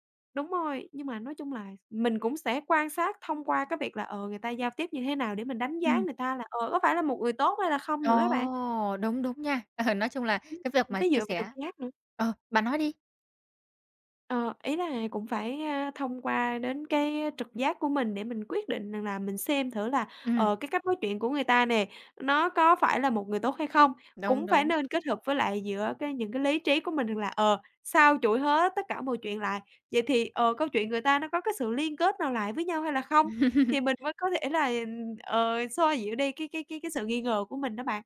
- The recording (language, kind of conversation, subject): Vietnamese, podcast, Bạn làm thế nào để giữ cho các mối quan hệ luôn chân thành khi mạng xã hội ngày càng phổ biến?
- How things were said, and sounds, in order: laughing while speaking: "Ờ"; laugh